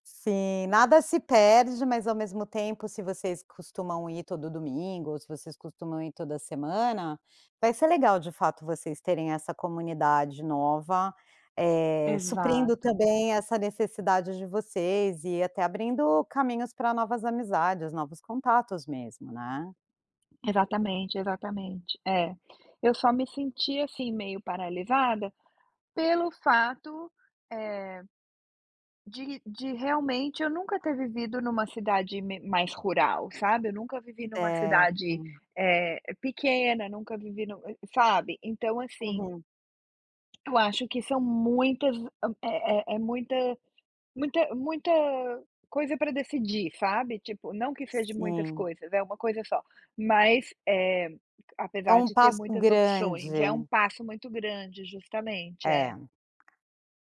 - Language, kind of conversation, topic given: Portuguese, advice, Como posso começar a decidir uma escolha de vida importante quando tenho opções demais e fico paralisado?
- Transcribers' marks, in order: tapping; "seja" said as "seje"